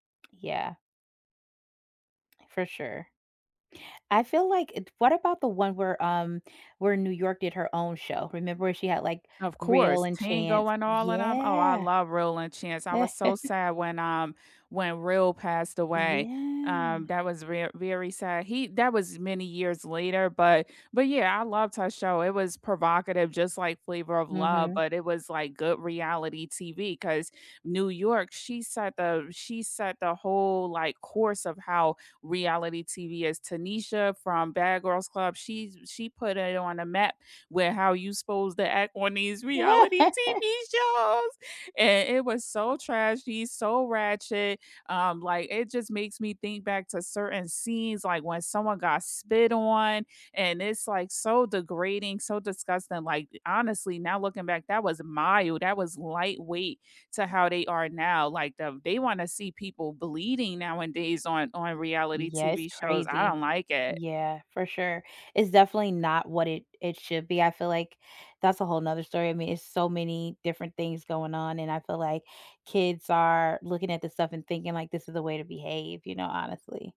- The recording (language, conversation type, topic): English, unstructured, Which reality shows do you love but hate to admit you watch?
- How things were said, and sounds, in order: tapping; chuckle; chuckle